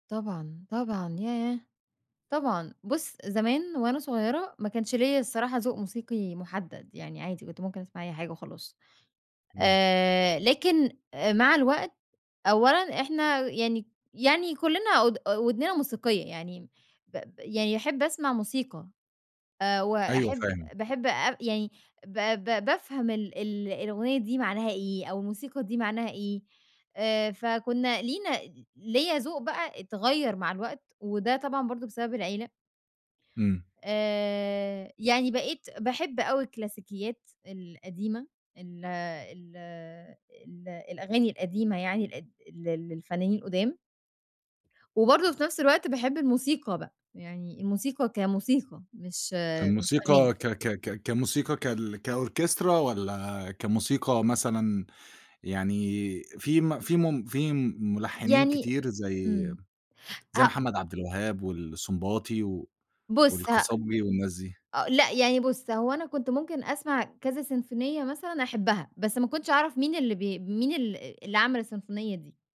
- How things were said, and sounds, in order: in English: "كOrchestra"
- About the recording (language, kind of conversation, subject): Arabic, podcast, إيه دور الذكريات في اختيار أغاني مشتركة؟